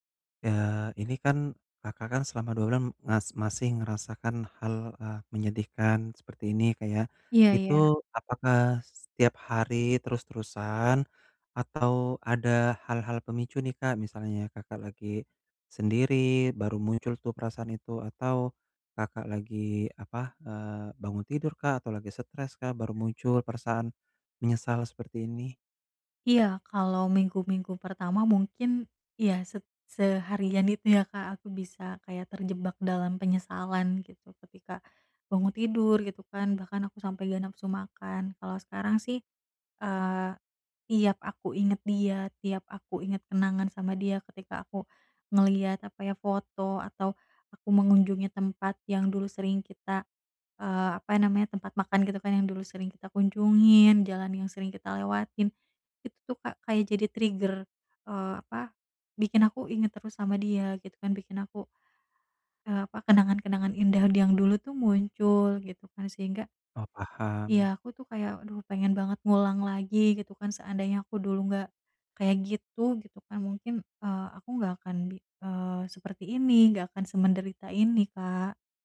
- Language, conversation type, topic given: Indonesian, advice, Bagaimana cara mengatasi penyesalan dan rasa bersalah setelah putus?
- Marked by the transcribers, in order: other background noise; in English: "trigger"